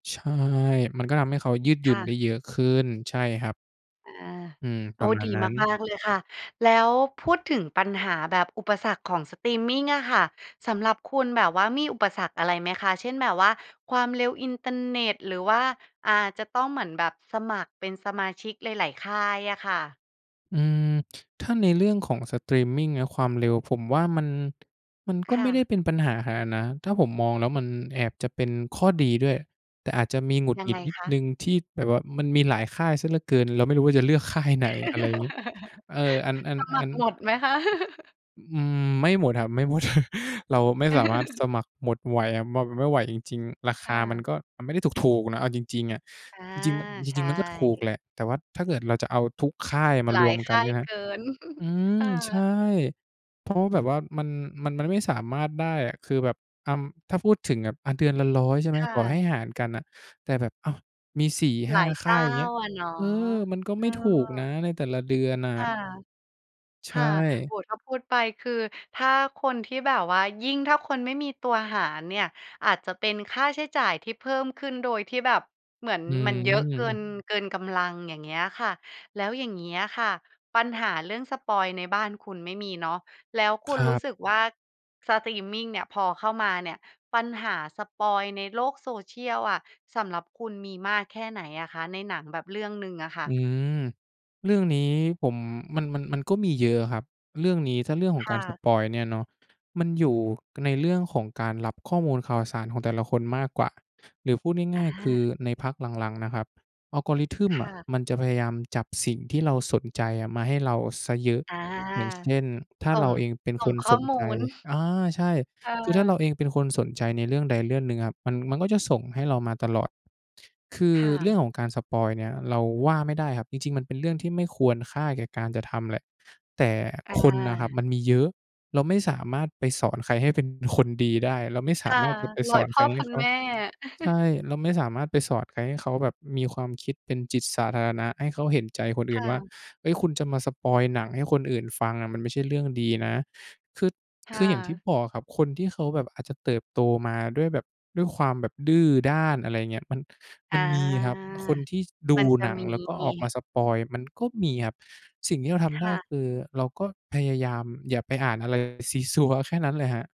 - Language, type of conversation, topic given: Thai, podcast, สตรีมมิ่งเปลี่ยนพฤติกรรมการดูทีวีของคนไทยไปอย่างไรบ้าง?
- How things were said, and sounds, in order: laughing while speaking: "ค่าย"; laugh; laugh; laugh; chuckle; chuckle; laugh